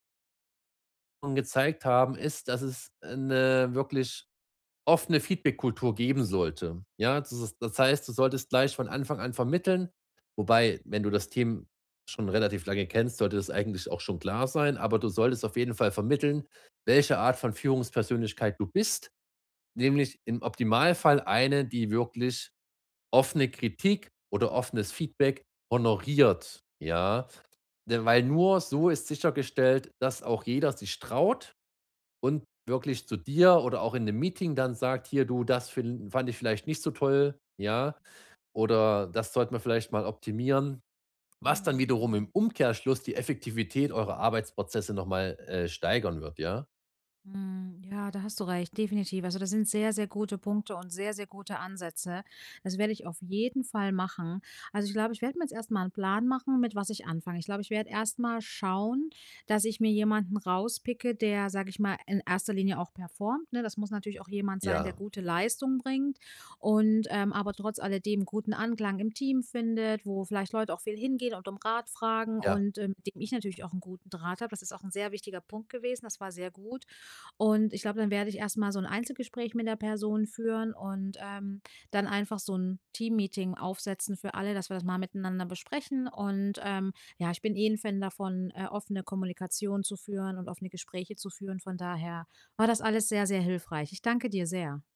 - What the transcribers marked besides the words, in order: stressed: "honoriert"; other noise; stressed: "auf jeden Fall"
- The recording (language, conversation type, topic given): German, advice, Wie kann ich Aufgaben effektiv an andere delegieren?